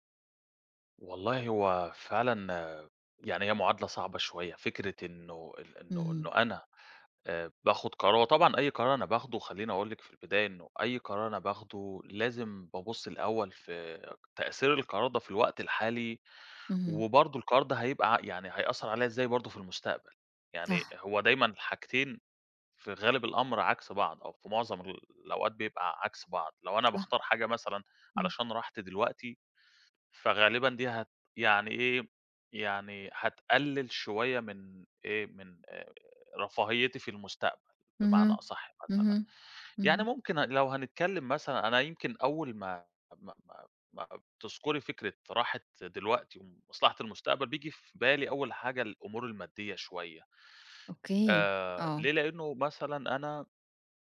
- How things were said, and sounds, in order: none
- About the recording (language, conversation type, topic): Arabic, podcast, إزاي بتقرر بين راحة دلوقتي ومصلحة المستقبل؟